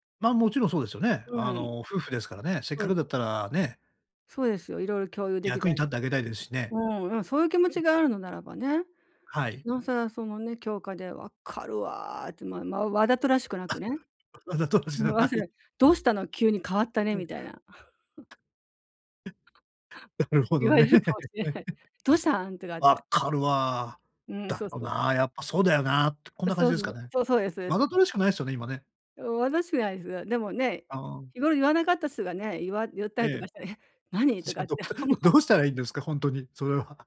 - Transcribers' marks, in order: laughing while speaking: "わざとらしくない"; chuckle; laugh; laughing while speaking: "なるほどね"; chuckle; laughing while speaking: "言われるかもしれない"; laughing while speaking: "じゃあどうしたら、どうし … んとに、それは"; laughing while speaking: "とかって思う"
- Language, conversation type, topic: Japanese, advice, パートナーとの会話で不安をどう伝えればよいですか？